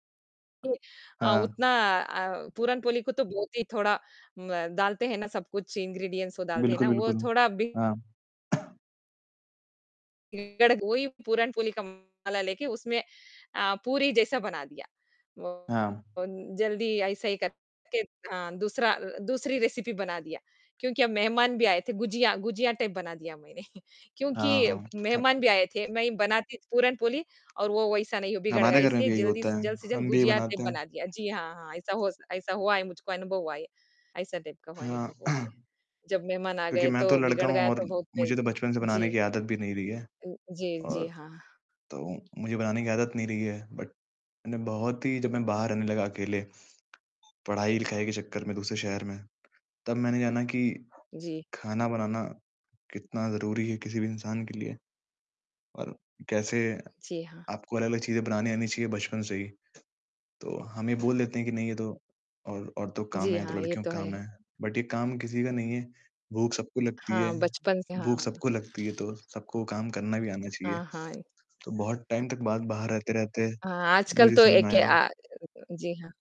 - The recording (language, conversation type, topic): Hindi, unstructured, क्या आपको नए व्यंजन आज़माना पसंद है, और क्यों?
- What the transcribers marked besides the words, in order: distorted speech; in English: "इंग्रीडिएंट्स"; mechanical hum; in English: "रेसपी"; in English: "टाइप"; chuckle; other background noise; in English: "टाइप"; in English: "टाइप"; throat clearing; static; in English: "बट"; tapping; in English: "बट"; in English: "टाइम"